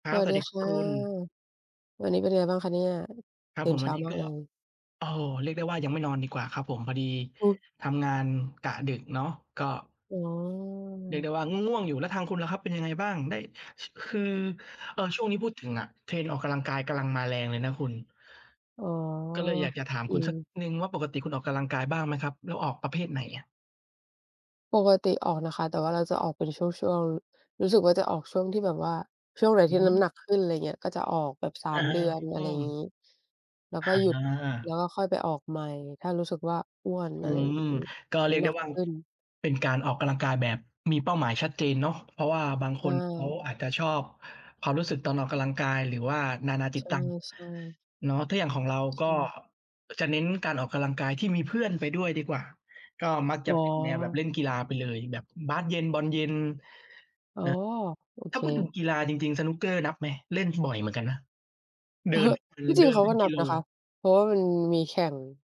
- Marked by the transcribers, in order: none
- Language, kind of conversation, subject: Thai, unstructured, คุณชอบเล่นกีฬาหรือออกกำลังกายแบบไหน?